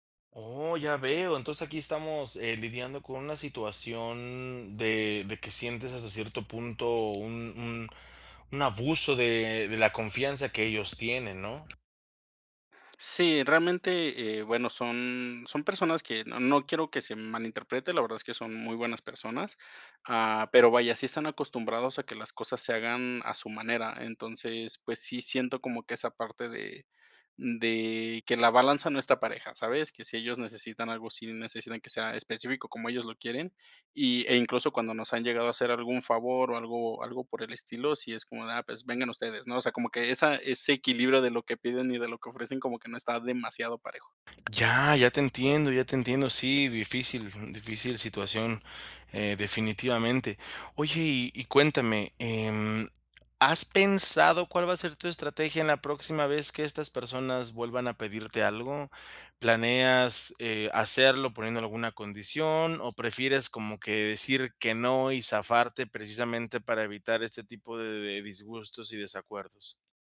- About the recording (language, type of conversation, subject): Spanish, advice, ¿Cómo puedo manejar la culpa por no poder ayudar siempre a mis familiares?
- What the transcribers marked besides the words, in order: other background noise; tapping